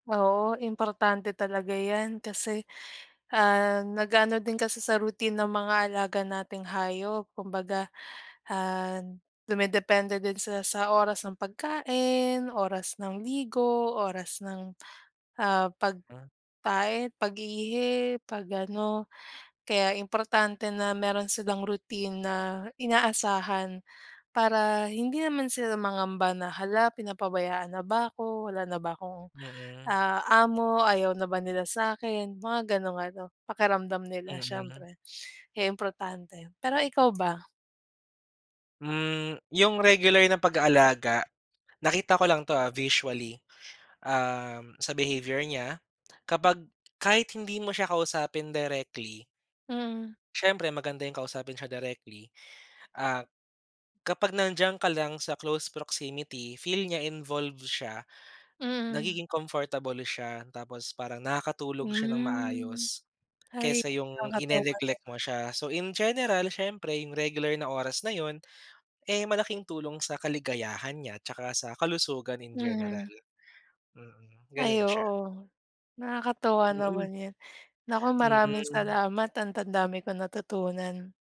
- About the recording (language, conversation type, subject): Filipino, unstructured, Ano-ano ang mga pang-araw-araw mong ginagawa sa pag-aalaga ng iyong alagang hayop?
- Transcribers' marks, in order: tsk; tapping; in English: "close proximity"; in English: "in general"; in English: "in general"; other background noise